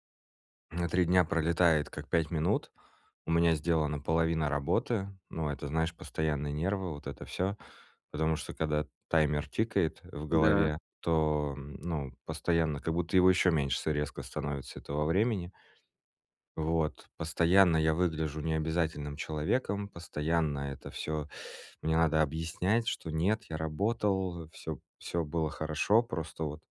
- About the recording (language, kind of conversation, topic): Russian, advice, Как перестать срывать сроки из-за плохого планирования?
- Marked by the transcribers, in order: none